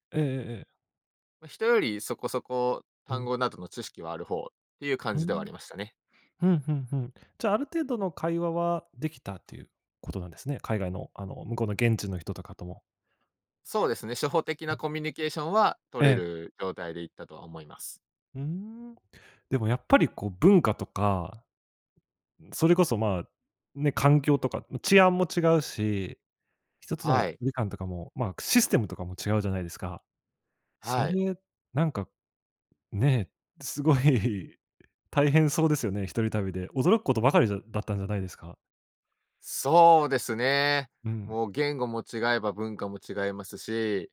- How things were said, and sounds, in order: other background noise; other noise; laughing while speaking: "すごい"
- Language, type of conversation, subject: Japanese, podcast, 初めての一人旅で学んだことは何ですか？